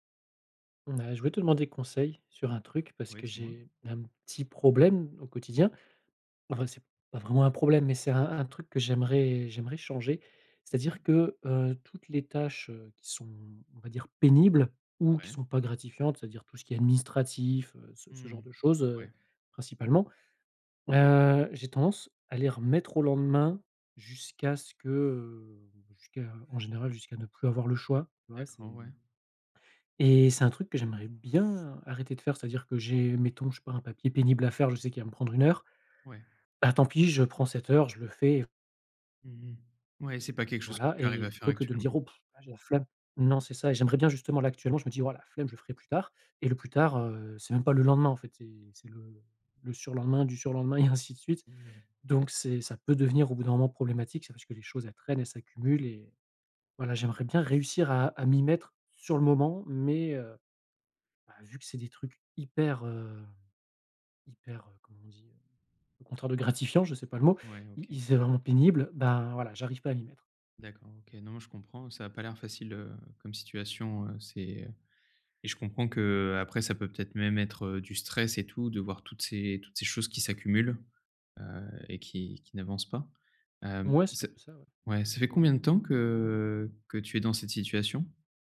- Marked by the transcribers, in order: stressed: "pénibles"; drawn out: "que, heu"; other background noise; laughing while speaking: "ainsi de suite"; stressed: "gratifiant"; tapping
- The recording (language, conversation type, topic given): French, advice, Comment surmonter l’envie de tout remettre au lendemain ?